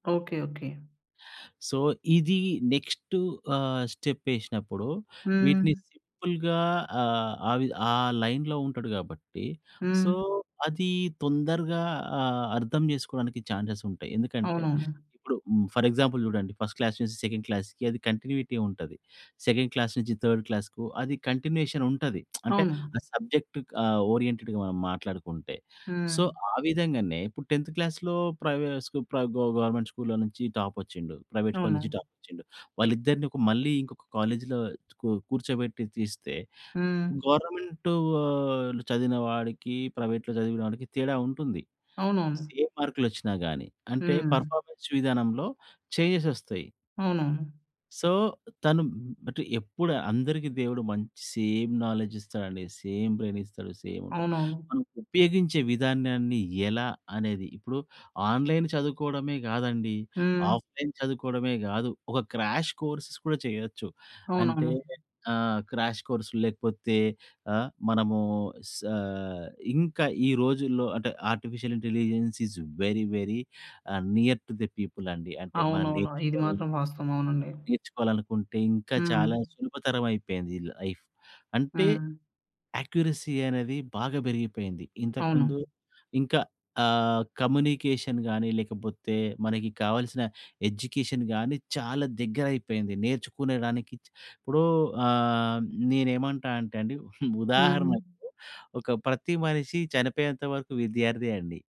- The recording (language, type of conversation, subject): Telugu, podcast, ఆన్‌లైన్ విద్య రాబోయే కాలంలో పిల్లల విద్యను ఎలా మార్చేస్తుంది?
- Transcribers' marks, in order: in English: "సో"; in English: "నెక్స్ట్"; in English: "స్టెప్"; in English: "సింపుల్‌గా"; in English: "లైన్‌లో"; in English: "సో"; in English: "ఛాన్సెస్"; in English: "ఫర్ ఎగ్జాంపుల్"; in English: "ఫస్ట్ క్లాస్"; in English: "సెకండ్ క్లాస్‌కి"; in English: "కంటిన్యూటీ"; in English: "సెకండ్ క్లాస్"; in English: "థర్డ్ క్లాస్‌కు"; in English: "కంటిన్యూయేషన్"; lip smack; in English: "సబ్జెక్ట్"; in English: "ఓరియెంటెడ్‌గా"; in English: "సో"; in English: "టెంత్ క్లాస్‌లో"; in English: "గ గ గవర్నమెంట్ స్కూల్‌లో"; in English: "ప్రైవేట్ స్కూల్"; in English: "కాలేజ్‌లో"; in English: "ప్రైవేట్‌లో"; in English: "పర్‌ఫా‌మె‌న్స్"; in English: "చెంజెస్"; in English: "సో"; other noise; in English: "సేమ్ నాలెడ్జ్"; in English: "సేమ్ బ్రెయిన్"; in English: "సేమ్"; in English: "ఆన్‌లైన్"; in English: "ఆఫ్‌లైన్"; in English: "క్రాష్ కోర్సెస్"; in English: "క్రాష్ కోర్స్"; in English: "ఆర్టిఫిషియల్ ఇంటెలిజెన్స్ ఇస్ వెరీ, వెరీ"; in English: "నియర్ టు ది పీపుల్"; in English: "లైఫ్"; in English: "యాక్యురసీ"; in English: "కమ్యూనికేషన్"; in English: "ఎడ్యుకేషన్"; giggle